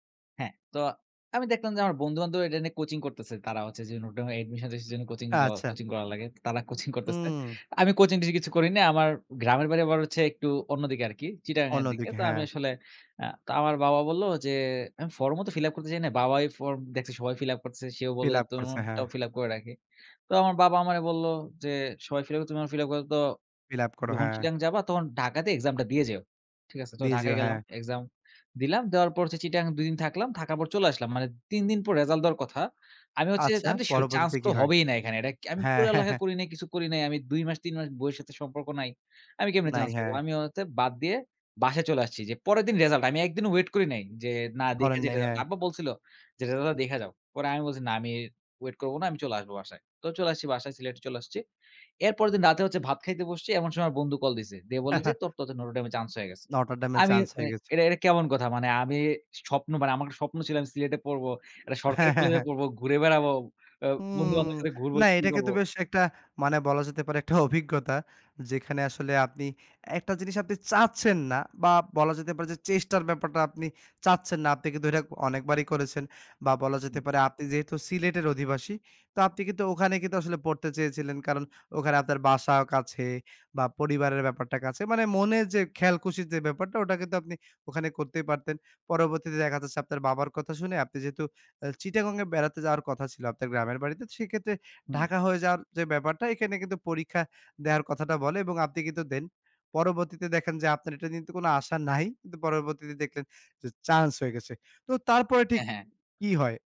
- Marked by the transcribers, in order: horn; laughing while speaking: "হ্যা"; chuckle; chuckle; laughing while speaking: "একটা অভিজ্ঞতা"
- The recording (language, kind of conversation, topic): Bengali, podcast, তোমার জীবনে কোন অভিজ্ঞতা তোমাকে সবচেয়ে বেশি বদলে দিয়েছে?